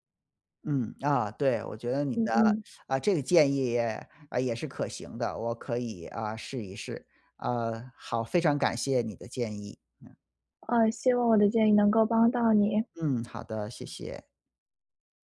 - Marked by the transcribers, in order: none
- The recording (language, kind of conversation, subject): Chinese, advice, 在聚会中被当众纠正时，我感到尴尬和愤怒该怎么办？